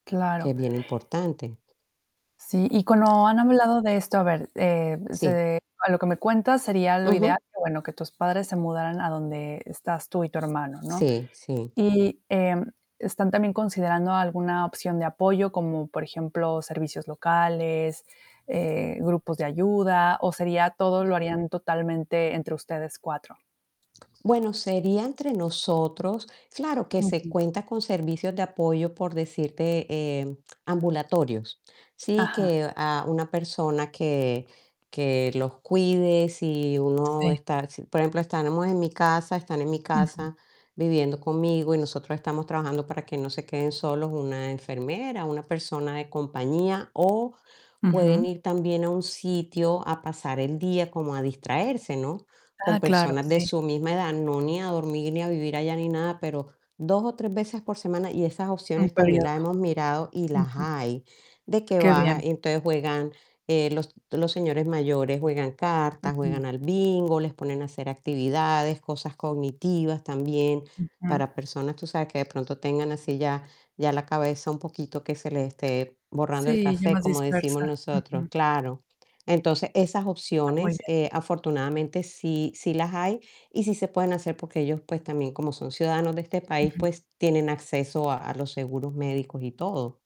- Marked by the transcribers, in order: static; tapping; "cuando" said as "cuano"; distorted speech; other background noise; other noise
- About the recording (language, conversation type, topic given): Spanish, advice, ¿Cómo has estado manejando el cuidado de tu padre mayor y los cambios en las prioridades familiares?